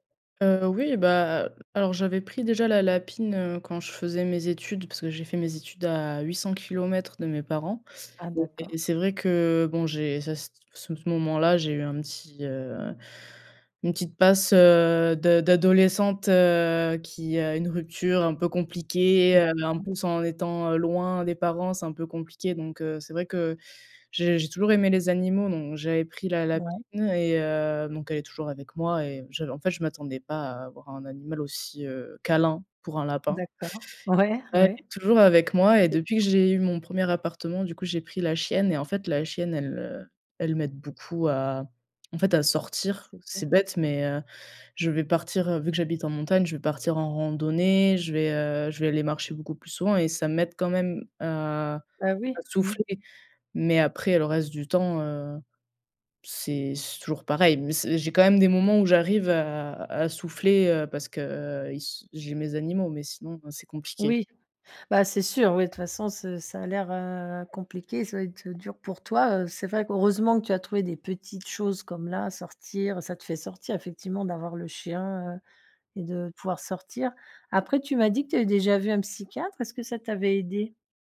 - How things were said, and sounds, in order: none
- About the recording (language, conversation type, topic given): French, advice, Comment puis-je apprendre à accepter l’anxiété ou la tristesse sans chercher à les fuir ?
- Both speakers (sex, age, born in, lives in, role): female, 20-24, France, France, user; female, 50-54, France, France, advisor